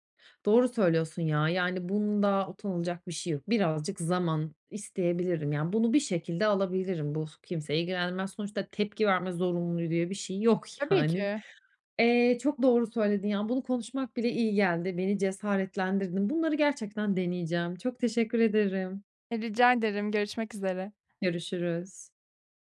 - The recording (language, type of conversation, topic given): Turkish, advice, Ailemde tekrar eden çatışmalarda duygusal tepki vermek yerine nasıl daha sakin kalıp çözüm odaklı davranabilirim?
- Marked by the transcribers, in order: none